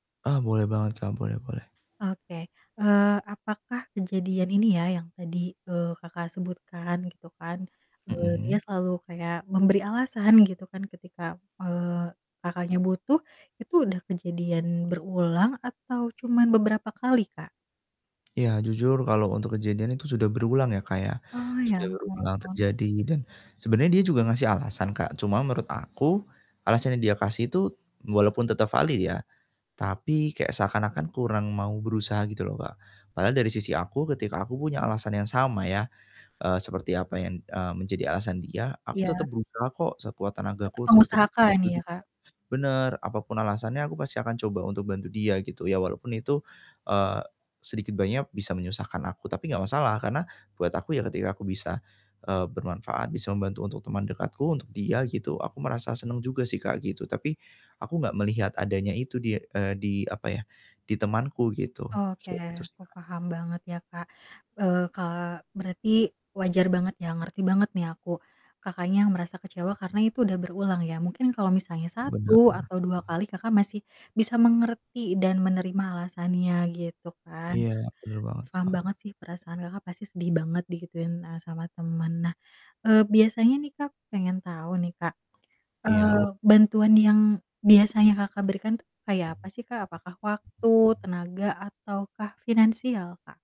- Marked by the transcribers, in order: static; distorted speech; "valid" said as "vali"; mechanical hum; other background noise
- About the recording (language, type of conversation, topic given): Indonesian, advice, Bagaimana cara mengendalikan rasa marah dan kecewa saat terjadi konflik dengan teman dekat?